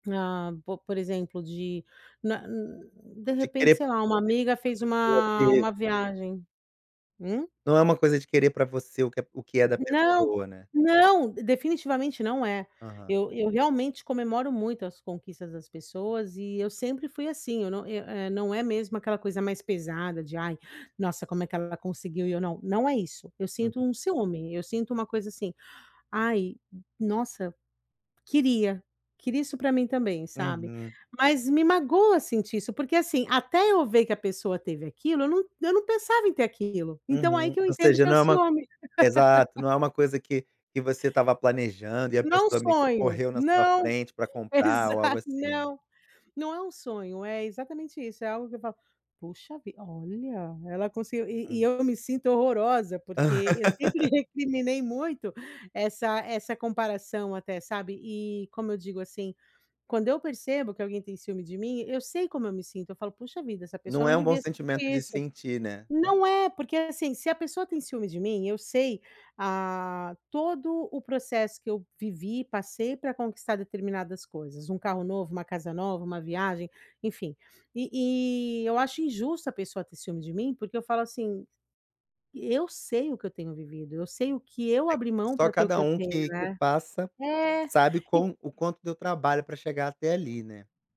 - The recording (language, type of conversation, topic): Portuguese, advice, Como posso lidar com o ciúme das conquistas dos meus amigos sem magoá-los?
- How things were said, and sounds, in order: other background noise; gasp; laugh; laughing while speaking: "Exa"; laugh